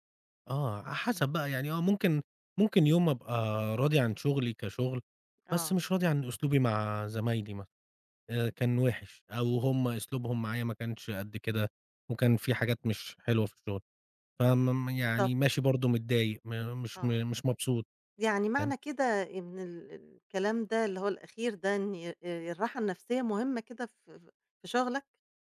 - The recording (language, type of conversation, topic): Arabic, podcast, إيه اللي بيخليك تحس بالرضا في شغلك؟
- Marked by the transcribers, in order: none